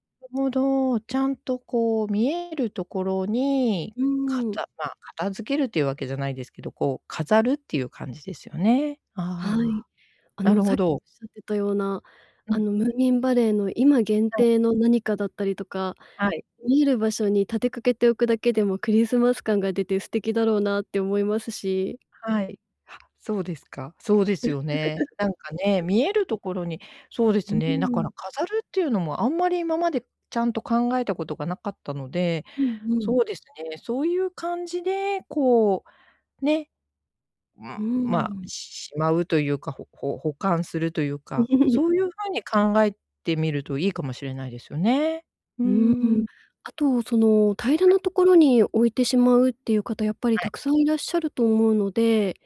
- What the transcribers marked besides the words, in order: giggle; chuckle
- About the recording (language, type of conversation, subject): Japanese, advice, 家事や整理整頓を習慣にできない